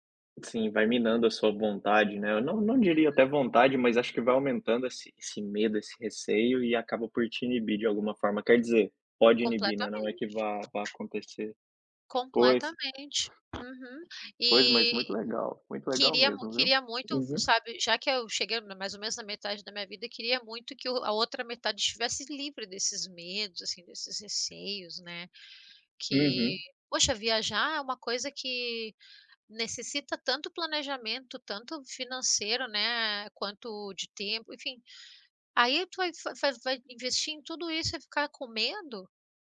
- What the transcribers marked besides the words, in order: other background noise
- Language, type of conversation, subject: Portuguese, unstructured, Qual lugar no mundo você sonha em conhecer?